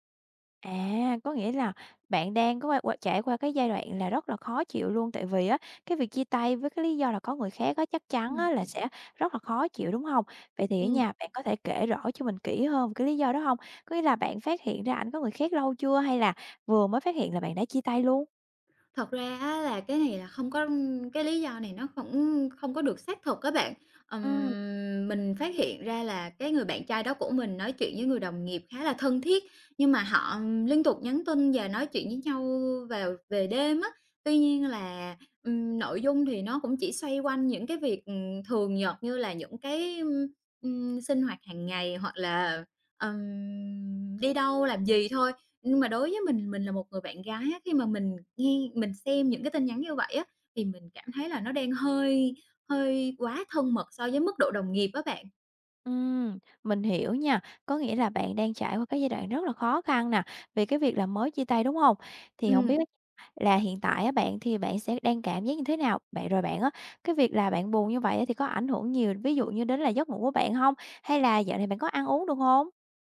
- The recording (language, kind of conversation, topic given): Vietnamese, advice, Mình vừa chia tay và cảm thấy trống rỗng, không biết nên bắt đầu từ đâu để ổn hơn?
- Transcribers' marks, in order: other background noise; tapping